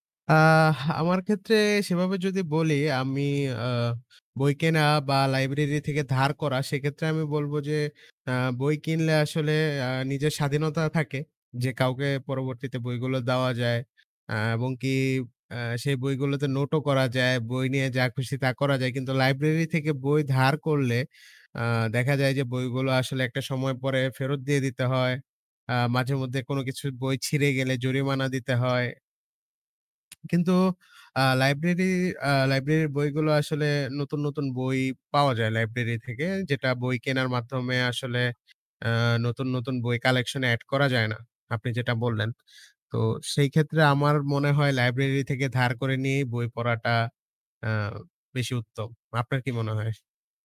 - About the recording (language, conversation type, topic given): Bengali, unstructured, আপনি কীভাবে ঠিক করেন বই কিনবেন, নাকি গ্রন্থাগার থেকে ধার করবেন?
- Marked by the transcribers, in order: tapping